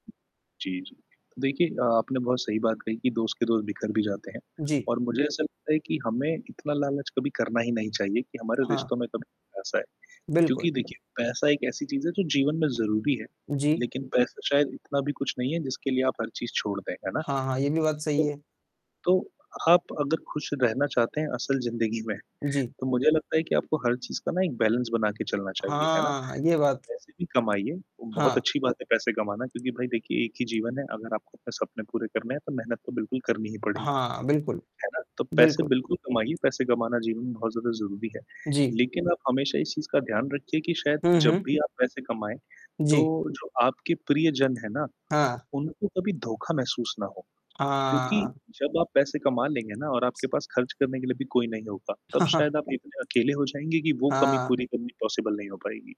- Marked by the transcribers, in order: static; distorted speech; in English: "बैलेंस"; other noise; chuckle; in English: "पॉसिबल"
- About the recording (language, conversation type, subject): Hindi, unstructured, पैसे के लिए आप कितना समझौता कर सकते हैं?